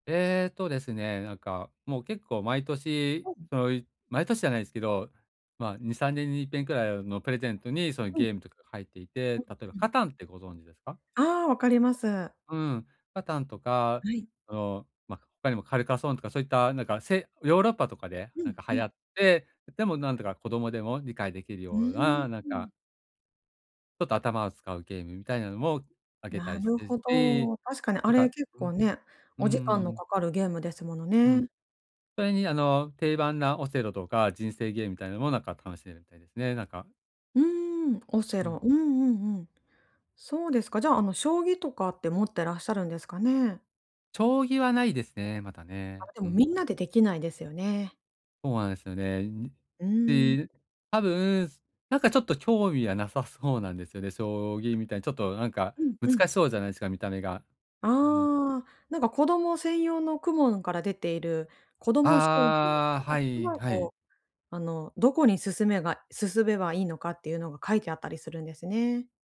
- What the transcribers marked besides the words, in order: tapping; other background noise; unintelligible speech
- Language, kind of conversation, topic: Japanese, advice, 予算内で満足できる買い物をするにはどうすればいいですか？